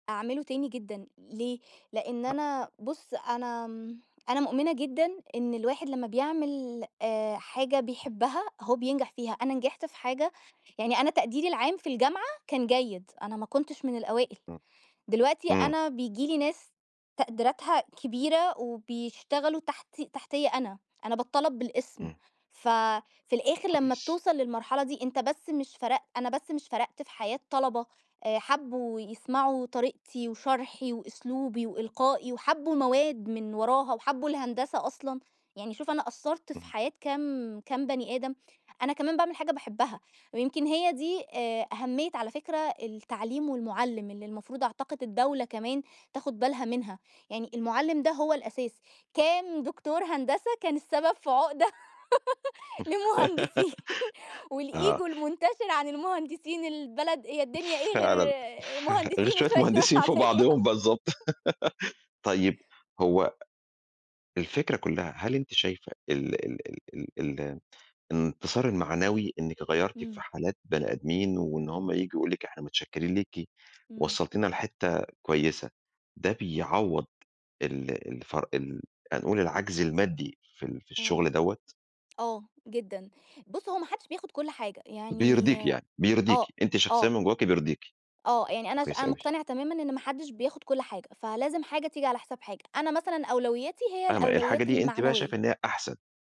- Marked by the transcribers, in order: laugh; laughing while speaking: "عُقدة لمهندسين"; laugh; in English: "والego"; laughing while speaking: "وشوية ناس عادية"; laugh; tapping
- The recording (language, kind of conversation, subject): Arabic, podcast, إزاي بتختار بين شغل بتحبه وراتب أعلى؟